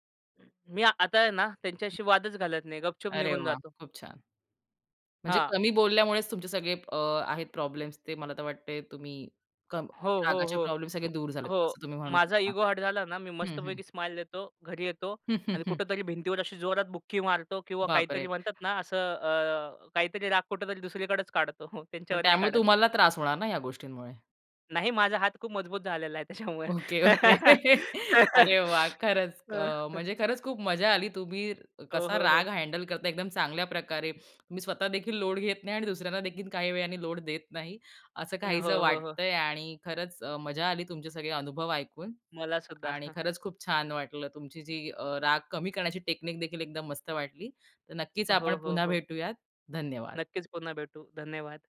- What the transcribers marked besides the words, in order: other noise; other background noise; laughing while speaking: "हं, हं, हं"; chuckle; laughing while speaking: "ओके, ओके. अरे वाह!"; giggle; chuckle
- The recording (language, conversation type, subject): Marathi, podcast, रागाच्या भरात तोंडून वाईट शब्द निघाले तर नंतर माफी कशी मागाल?